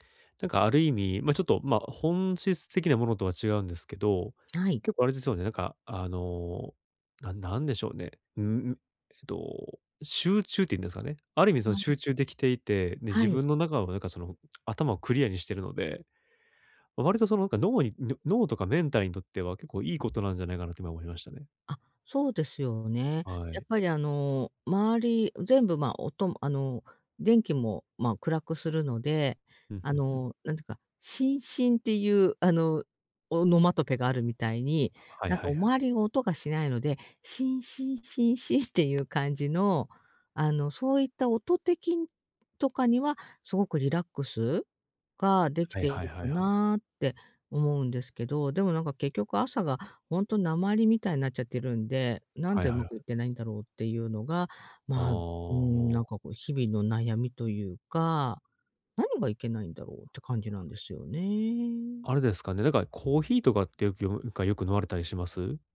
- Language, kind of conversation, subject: Japanese, advice, 睡眠の質を高めて朝にもっと元気に起きるには、どんな習慣を見直せばいいですか？
- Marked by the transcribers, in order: other noise; stressed: "シンシン"; laughing while speaking: "シンシン シンシンっていう 感じの"; other background noise